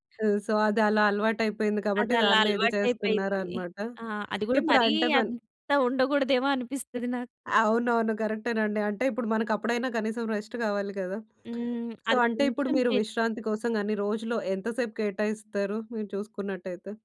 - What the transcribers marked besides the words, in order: in English: "సో"; in English: "రెస్ట్"; in English: "సో"
- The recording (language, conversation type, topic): Telugu, podcast, ప్రతి రోజు బలంగా ఉండటానికి మీరు ఏ రోజువారీ అలవాట్లు పాటిస్తారు?